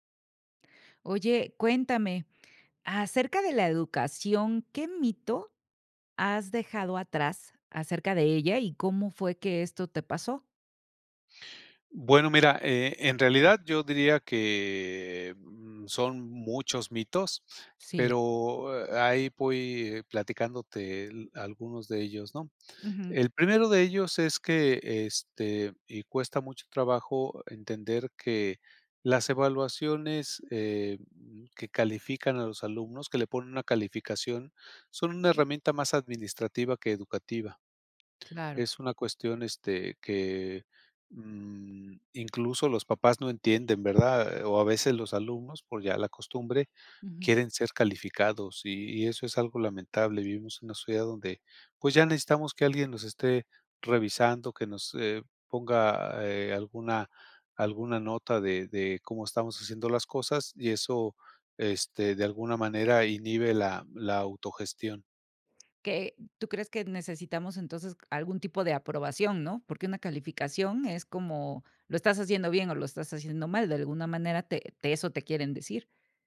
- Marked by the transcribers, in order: tapping
- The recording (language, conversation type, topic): Spanish, podcast, ¿Qué mito sobre la educación dejaste atrás y cómo sucedió?